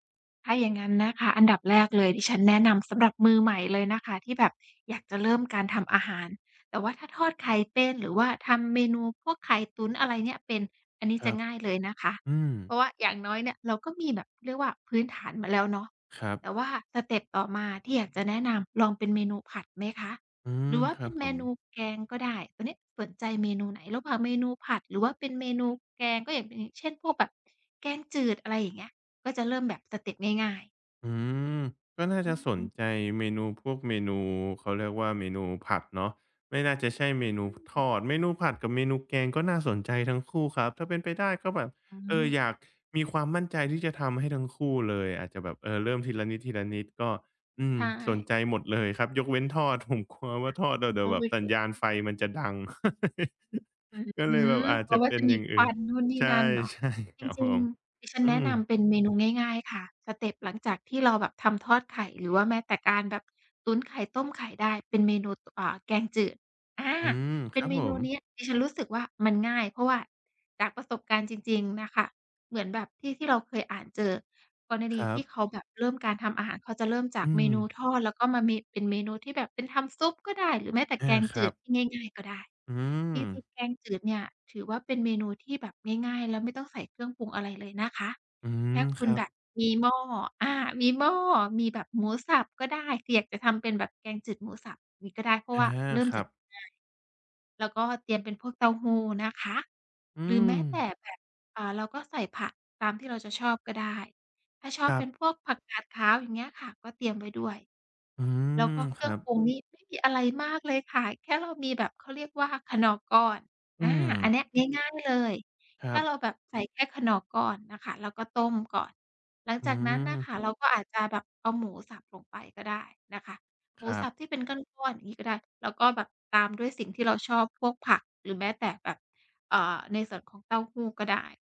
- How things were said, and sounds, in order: other background noise; laugh; chuckle; tapping
- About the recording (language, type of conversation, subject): Thai, advice, ฉันจะเริ่มต้นเพิ่มความมั่นใจในการทำอาหารที่บ้านได้อย่างไร?